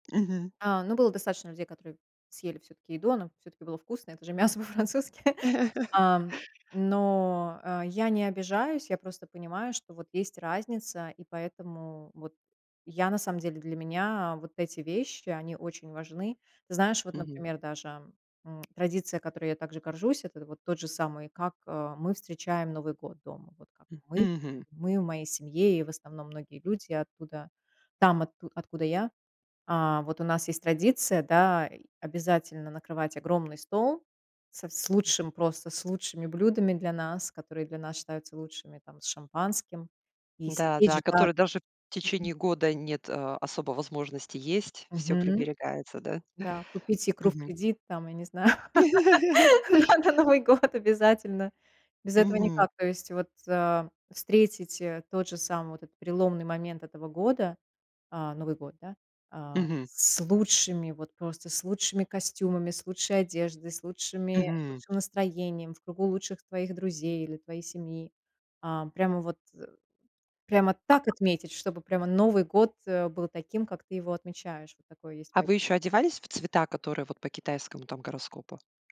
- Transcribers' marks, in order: laugh; chuckle; tapping; chuckle; laugh; laughing while speaking: "да, на Новый год обязательно"; chuckle; unintelligible speech
- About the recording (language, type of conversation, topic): Russian, podcast, Какой традицией вы по‑настоящему гордитесь?